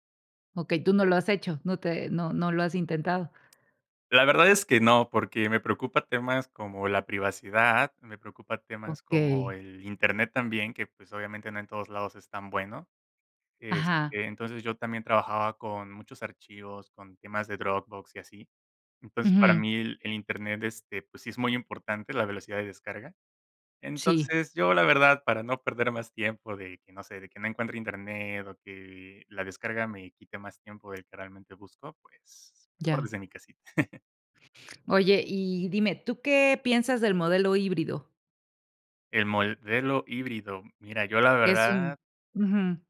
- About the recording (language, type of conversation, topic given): Spanish, podcast, ¿Qué opinas del teletrabajo frente al trabajo en la oficina?
- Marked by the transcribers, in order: tapping; chuckle; other background noise; "modelo" said as "moldelo"